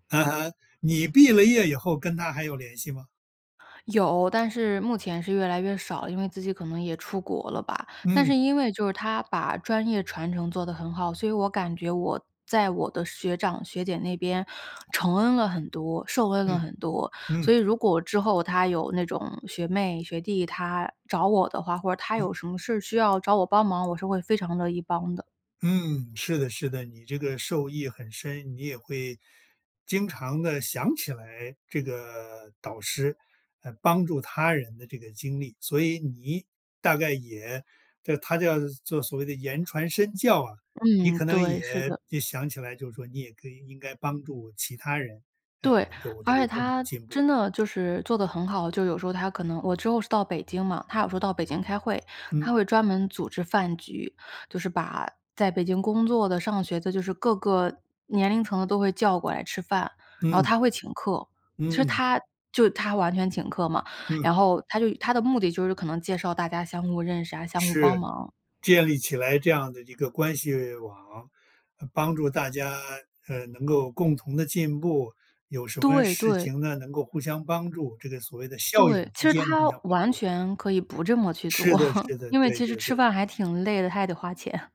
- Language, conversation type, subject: Chinese, podcast, 你受益最深的一次导师指导经历是什么？
- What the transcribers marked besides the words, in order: laughing while speaking: "做"